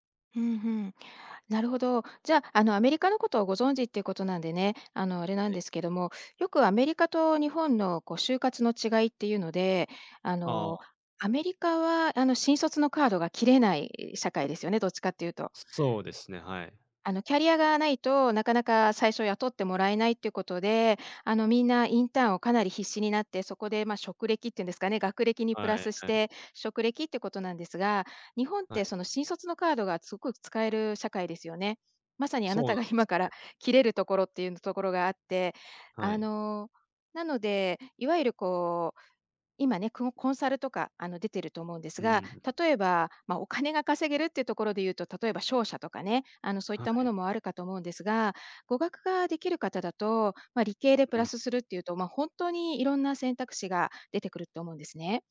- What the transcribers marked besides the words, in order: other background noise; tapping; laughing while speaking: "今から"
- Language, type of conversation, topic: Japanese, advice, キャリアの方向性に迷っていますが、次に何をすればよいですか？